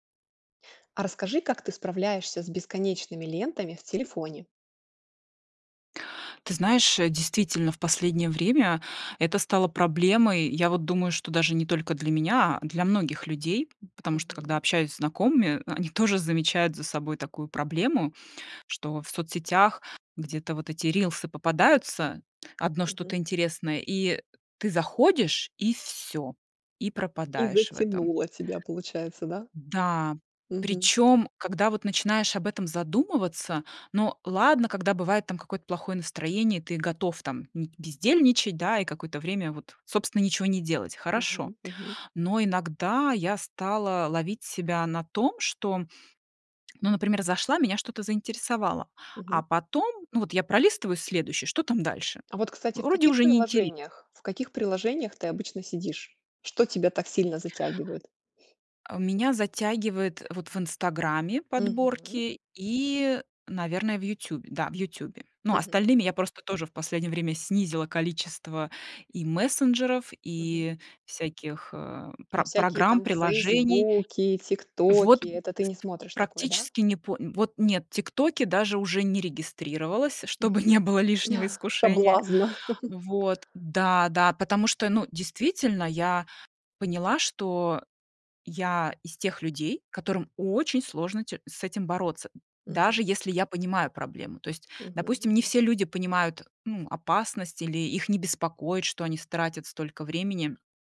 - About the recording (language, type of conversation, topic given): Russian, podcast, Как вы справляетесь с бесконечными лентами в телефоне?
- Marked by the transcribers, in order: tapping; other background noise; chuckle